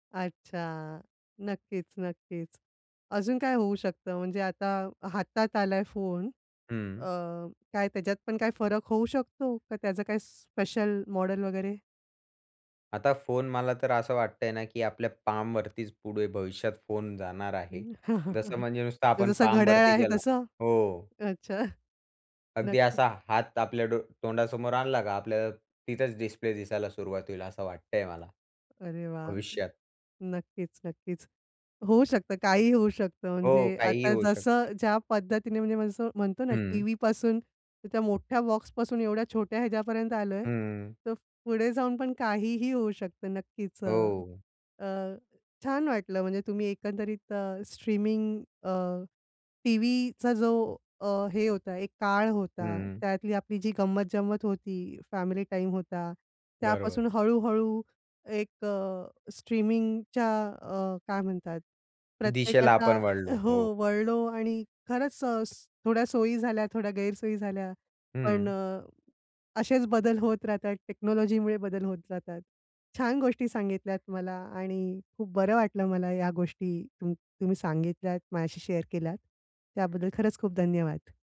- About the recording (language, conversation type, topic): Marathi, podcast, स्ट्रीमिंगमुळे पारंपरिक दूरदर्शनमध्ये नेमके कोणते बदल झाले असे तुम्हाला वाटते?
- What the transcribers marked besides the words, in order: in English: "पामवरतीच"; chuckle; in English: "पामवरती"; laughing while speaking: "अच्छा"; other background noise; tapping; in English: "स्ट्रीमिंग"; in English: "स्ट्रीमिंगच्या"; in English: "शेअर"